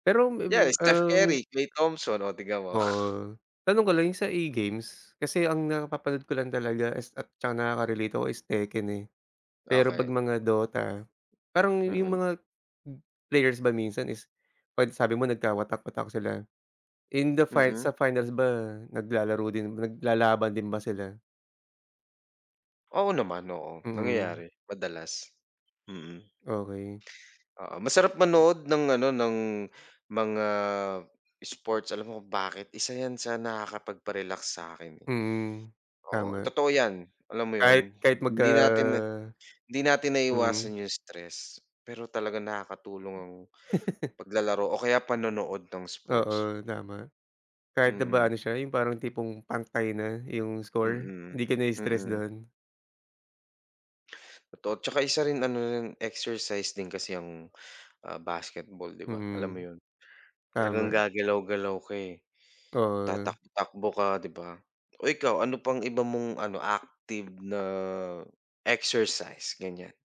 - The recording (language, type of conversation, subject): Filipino, unstructured, Ano ang pinakamasayang bahagi ng paglalaro ng isports para sa’yo?
- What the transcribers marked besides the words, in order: chuckle; laugh; drawn out: "na"